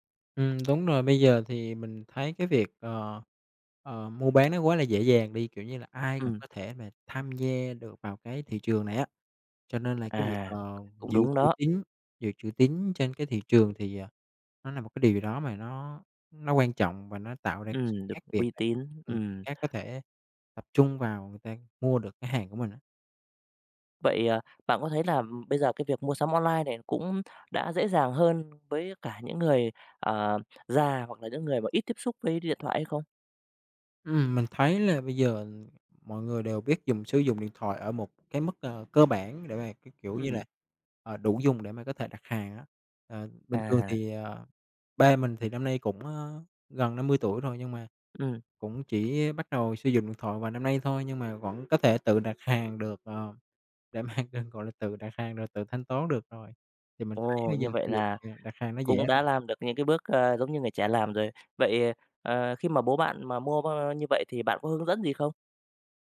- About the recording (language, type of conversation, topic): Vietnamese, podcast, Bạn có thể chia sẻ một trải nghiệm mua sắm trực tuyến đáng nhớ của mình không?
- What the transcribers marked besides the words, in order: other background noise; tapping; background speech; laughing while speaking: "mà"